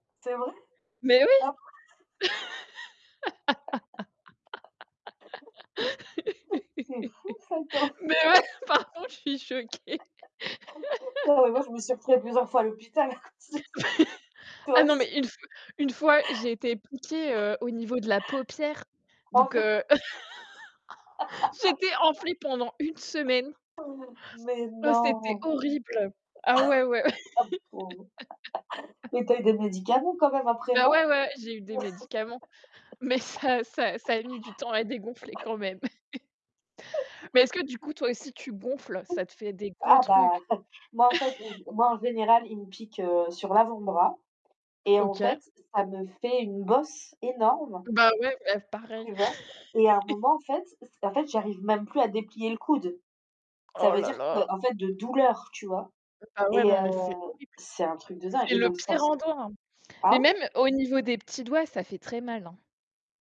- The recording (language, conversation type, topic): French, unstructured, Préférez-vous les soirées d’hiver au coin du feu ou les soirées d’été sous les étoiles ?
- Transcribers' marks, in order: stressed: "Mais oui"; unintelligible speech; laugh; laughing while speaking: "Mais ouais, par contre, je suis choquée"; laugh; laughing while speaking: "quand même"; laugh; laugh; laugh; laughing while speaking: "à cause de ça. Toi aussi ? Oh non !"; laugh; laugh; laughing while speaking: "j'étais enflée pendant une semaine"; laugh; surprised: "Mais non ?"; laugh; laugh; other background noise; chuckle; laugh; unintelligible speech; laugh; background speech; tapping